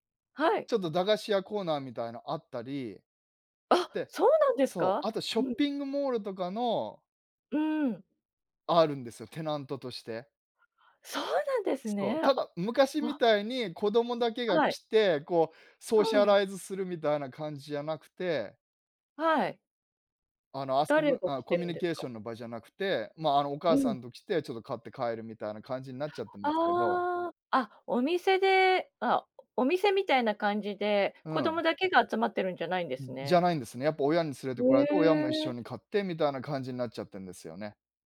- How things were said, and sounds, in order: in English: "ソーシャライズ"
- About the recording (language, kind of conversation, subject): Japanese, podcast, 子どもの頃、いちばん印象に残っている食べ物の思い出は何ですか？